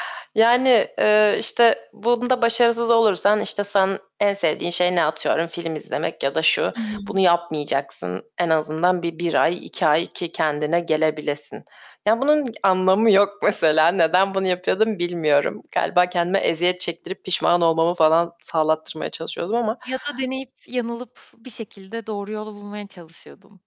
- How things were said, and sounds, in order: tapping; distorted speech
- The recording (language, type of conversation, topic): Turkish, podcast, Kısıtlar yaratıcılığı gerçekten tetikler mi, sen ne düşünüyorsun?
- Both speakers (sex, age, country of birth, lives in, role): female, 20-24, United Arab Emirates, Germany, guest; female, 35-39, Turkey, Estonia, host